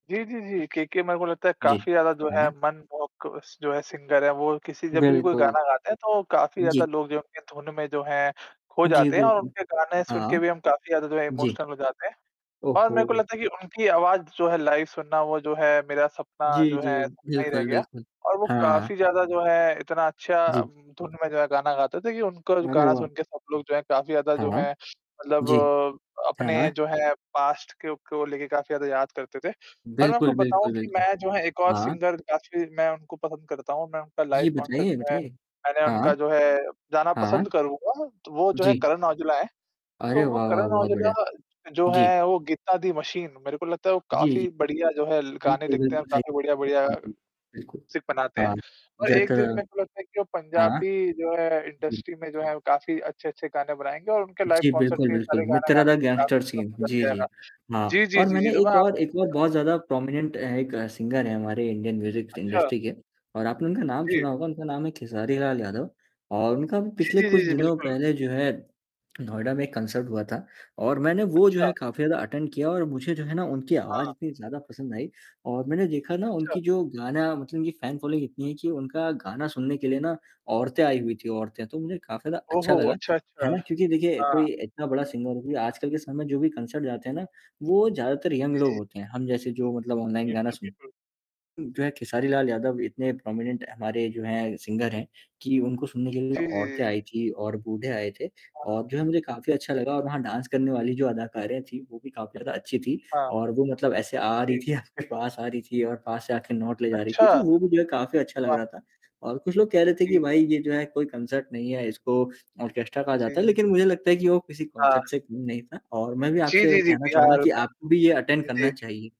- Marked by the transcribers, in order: static; in English: "सिंगर"; in English: "इमोशनल"; distorted speech; in English: "लाइव"; other background noise; in English: "पास्ट"; in English: "सिंगर"; in English: "लाइव कॉन्सर्ट"; in English: "इंडस्ट्री"; unintelligible speech; in English: "लाइव कॉन्सर्ट"; unintelligible speech; in English: "प्रोमिनेंट"; in English: "सिंगर"; in English: "इंडियन म्यूजिक इंडस्ट्री"; in English: "कंसर्ट"; in English: "अटेंड"; in English: "फैन फॉलोइंग"; in English: "सिंगर"; in English: "कंसर्ट"; in English: "यंग"; in English: "प्रोमिनेंट"; in English: "सिंगर"; in English: "डांस"; unintelligible speech; laughing while speaking: "आपके पास"; in English: "कंसर्ट"; in English: "ऑर्केस्ट्रा"; in English: "कंसर्ट"; in English: "अटेंड"
- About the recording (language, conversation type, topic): Hindi, unstructured, क्या आपको कभी किसी सजीव संगीत-सभा में जाना पसंद आया है?
- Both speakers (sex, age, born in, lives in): male, 20-24, India, India; male, 20-24, India, India